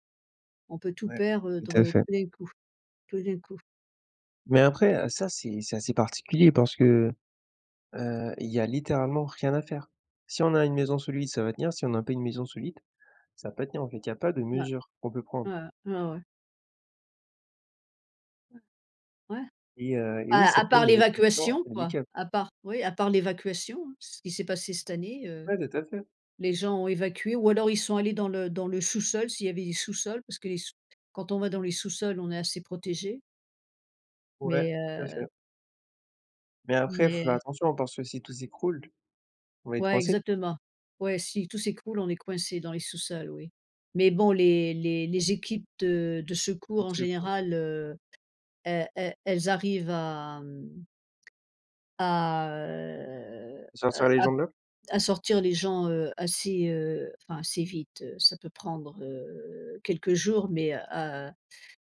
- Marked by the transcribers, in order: stressed: "mesure"; unintelligible speech; stressed: "sous-sol"; "s'écroule" said as "z'écroule"; unintelligible speech; drawn out: "heu"
- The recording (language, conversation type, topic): French, unstructured, Comment ressens-tu les conséquences des catastrophes naturelles récentes ?